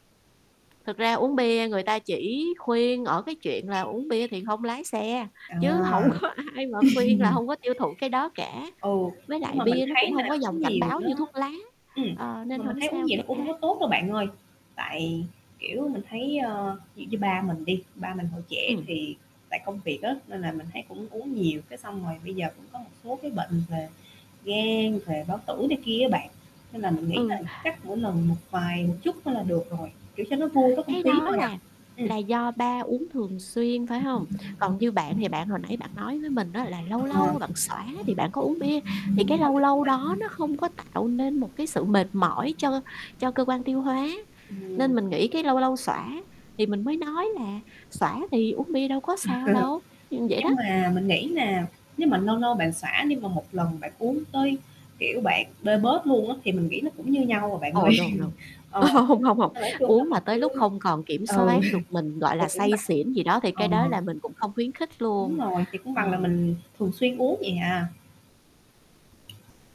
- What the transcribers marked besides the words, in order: tapping; static; laughing while speaking: "hổng có ai"; chuckle; other background noise; distorted speech; chuckle; in English: "no, no"; laughing while speaking: "Ơ"; laughing while speaking: "ơi"; chuckle
- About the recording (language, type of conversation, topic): Vietnamese, podcast, Bạn có mẹo nào để ăn uống lành mạnh mà vẫn dễ áp dụng hằng ngày không?